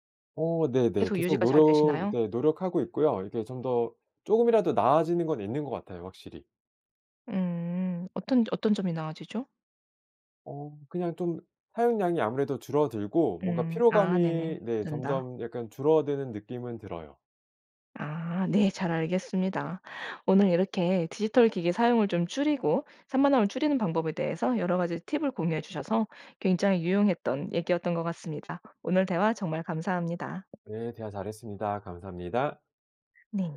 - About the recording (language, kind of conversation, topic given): Korean, podcast, 디지털 기기로 인한 산만함을 어떻게 줄이시나요?
- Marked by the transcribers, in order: tapping; other background noise